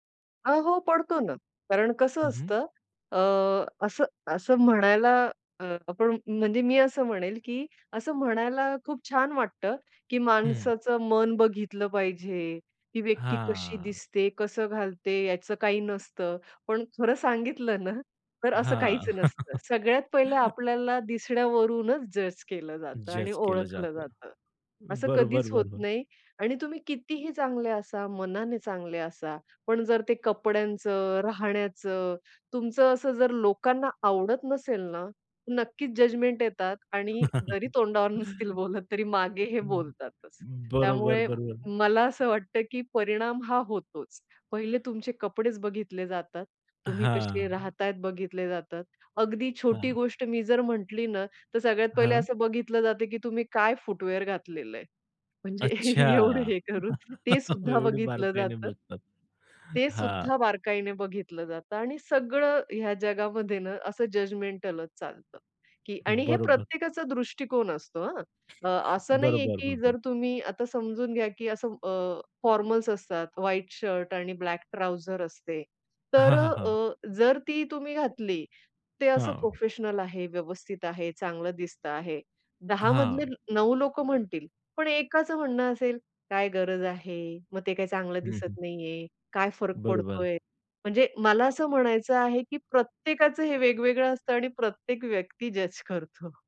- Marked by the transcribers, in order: chuckle; other background noise; laugh; laugh; other noise; in English: "फूटवेअर"; laughing while speaking: "एवढं हे करून"; chuckle; tapping; in English: "फॉर्मल्स"; in English: "ट्राउझर"; put-on voice: "काय गरज आहे, मग ते काय चांगलं दिसत नाहीये, काय फरक पडतोय"; chuckle
- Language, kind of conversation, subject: Marathi, podcast, तुझ्या मते शैलीमुळे आत्मविश्वासावर कसा परिणाम होतो?